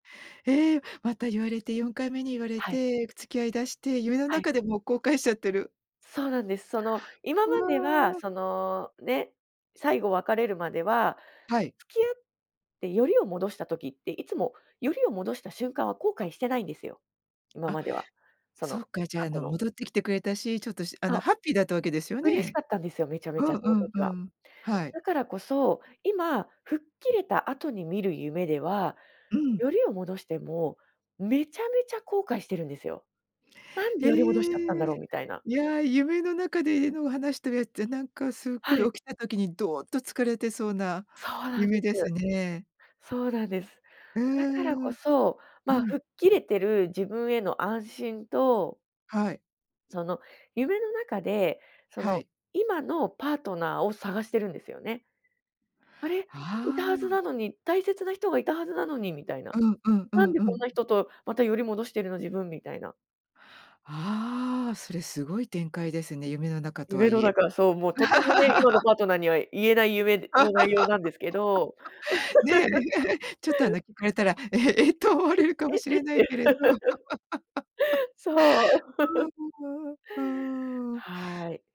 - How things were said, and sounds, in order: other background noise; laugh; laugh; laughing while speaking: "え えと思われるかも"; laugh; laugh
- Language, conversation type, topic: Japanese, podcast, 後悔を抱えていた若い頃の自分に、今のあなたは何を伝えたいですか？